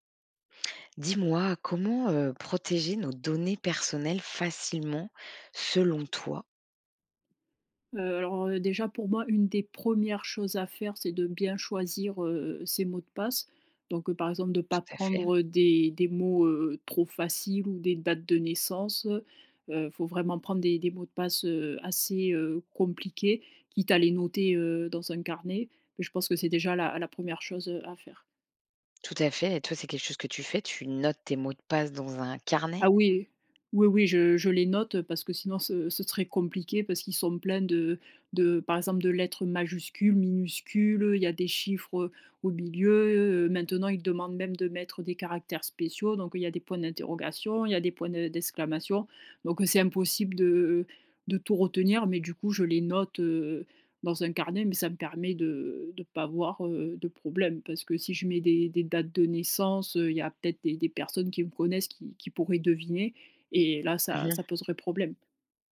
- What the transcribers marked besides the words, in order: stressed: "facilement"
- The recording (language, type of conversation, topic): French, podcast, Comment protéger facilement nos données personnelles, selon toi ?